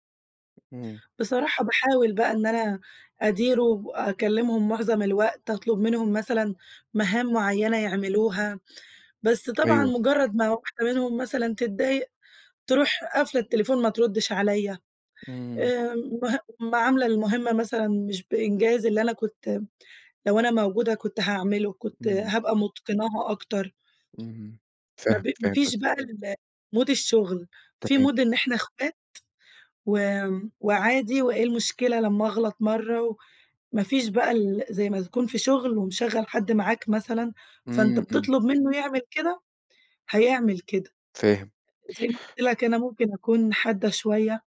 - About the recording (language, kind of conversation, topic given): Arabic, advice, صعوبة قبول التغيير والخوف من المجهول
- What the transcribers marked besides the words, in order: tapping; in English: "الmood"; in English: "mood"